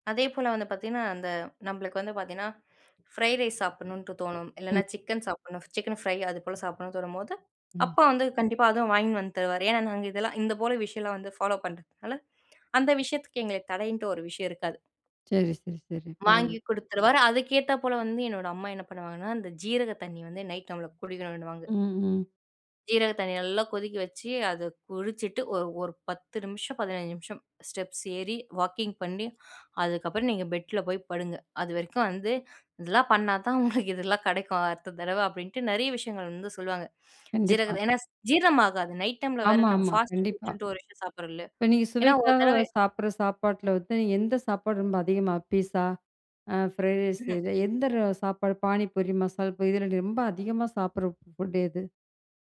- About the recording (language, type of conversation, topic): Tamil, podcast, சுவை மற்றும் ஆரோக்கியம் இடையே சமநிலை எப்படிப் பேணுகிறீர்கள்?
- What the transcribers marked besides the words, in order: in English: "ஃபாலோ"; chuckle; in English: "பீஸா, ஃப்ரைட் ரைஸ்"